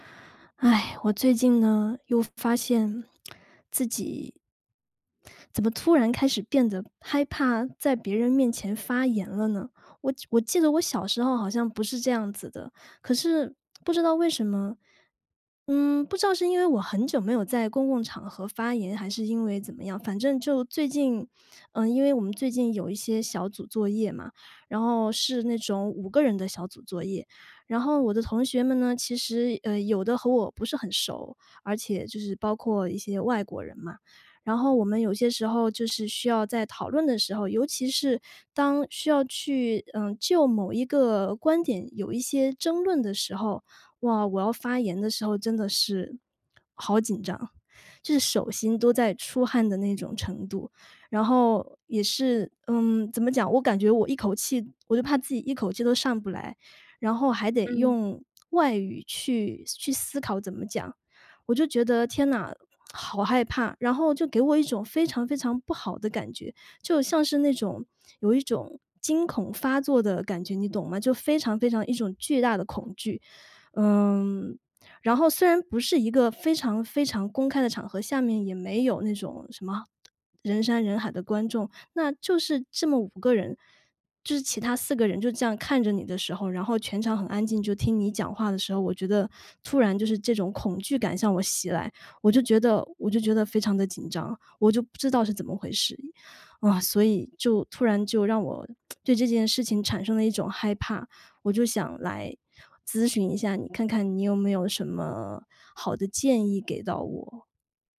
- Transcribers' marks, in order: lip smack; lip smack
- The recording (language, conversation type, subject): Chinese, advice, 我害怕公开演讲、担心出丑而不敢发言，该怎么办？